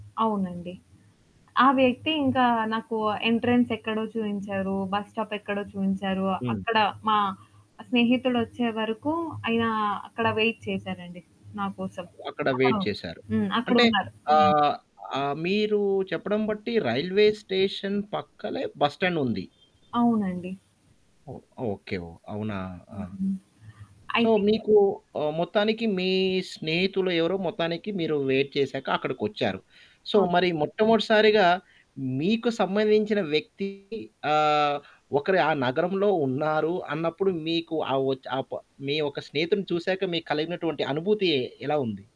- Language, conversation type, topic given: Telugu, podcast, మొదటి సారి మీరు ప్రయాణానికి బయలుదేరిన అనుభవం గురించి చెప్పగలరా?
- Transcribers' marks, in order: static; in English: "ఎంట్రన్స్"; in English: "బస్ స్టాప్"; in English: "వెయిట్"; in English: "వెయిట్"; in English: "రైల్వే స్టేషన్"; other background noise; in English: "సో"; in English: "ఐ థింక్"; in English: "వెయిట్"; in English: "సో"; distorted speech